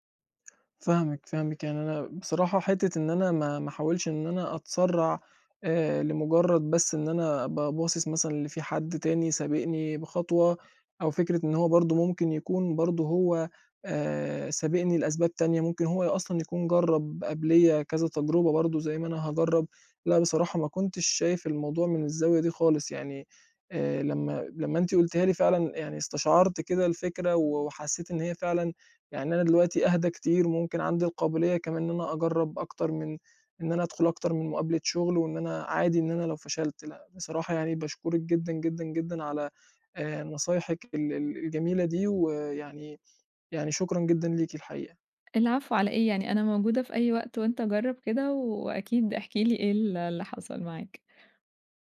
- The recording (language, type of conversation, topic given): Arabic, advice, إزاي أتغلب على ترددي إني أقدّم على شغلانة جديدة عشان خايف من الرفض؟
- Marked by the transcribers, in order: tapping